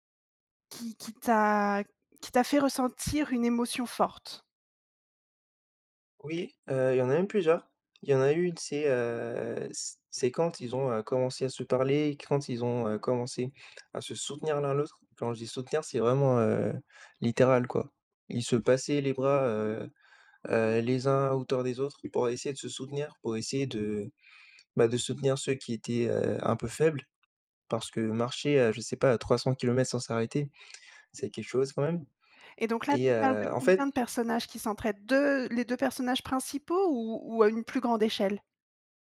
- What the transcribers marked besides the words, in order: unintelligible speech
- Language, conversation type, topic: French, podcast, Peux-tu me parler d’un film qui t’a marqué récemment ?